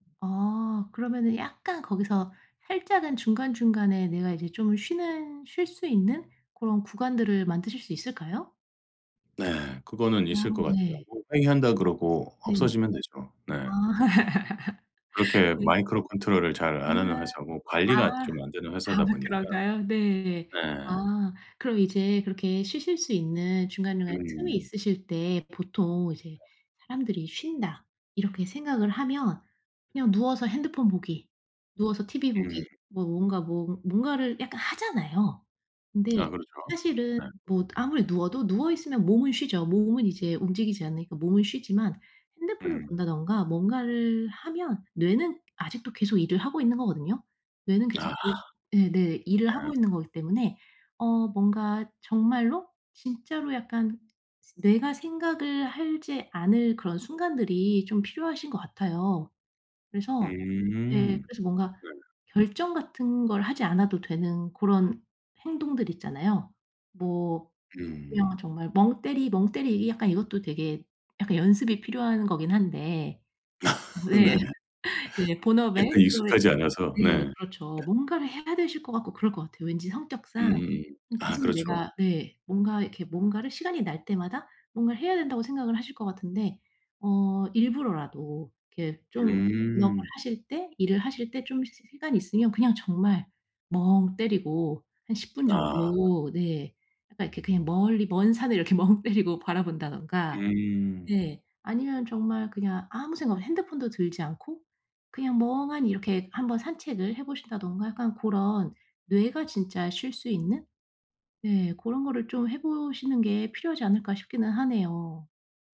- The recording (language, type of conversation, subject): Korean, advice, 번아웃을 예방하고 동기를 다시 회복하려면 어떻게 해야 하나요?
- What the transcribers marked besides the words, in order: other background noise; laugh; in English: "마이크로 컨트롤을"; tapping; laugh; laugh; laughing while speaking: "멍때리고"